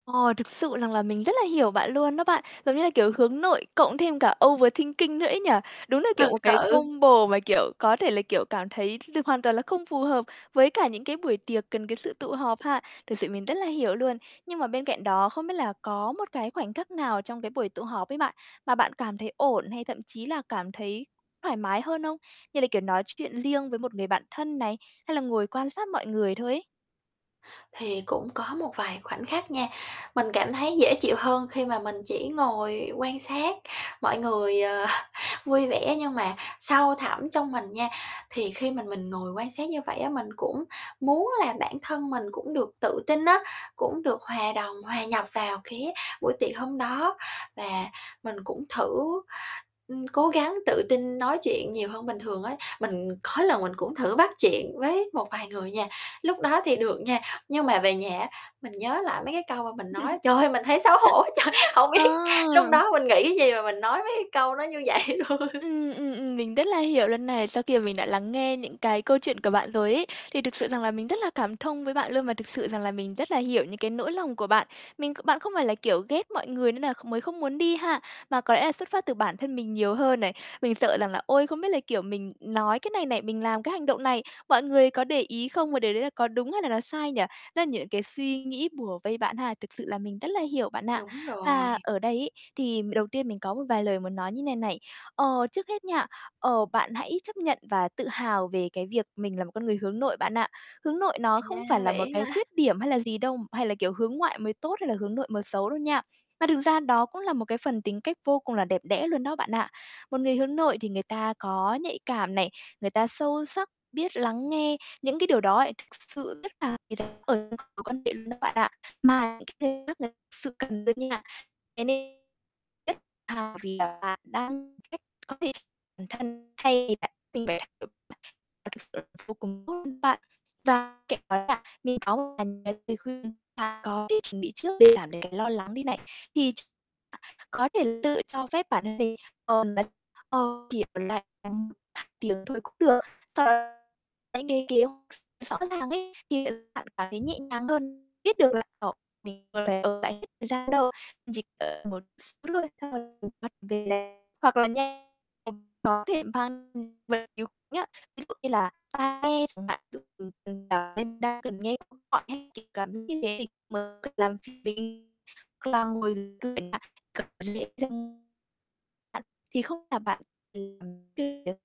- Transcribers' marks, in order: "rằng" said as "lằng"; static; in English: "overthinking"; distorted speech; other background noise; laughing while speaking: "ờ"; laugh; laughing while speaking: "quá trời. Hổng biết"; laughing while speaking: "như vậy luôn?"; laugh; tapping; unintelligible speech; unintelligible speech; unintelligible speech; unintelligible speech; unintelligible speech
- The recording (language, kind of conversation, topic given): Vietnamese, advice, Làm sao để tôi cảm thấy thoải mái hơn và dễ hòa nhập trong các buổi tụ họp?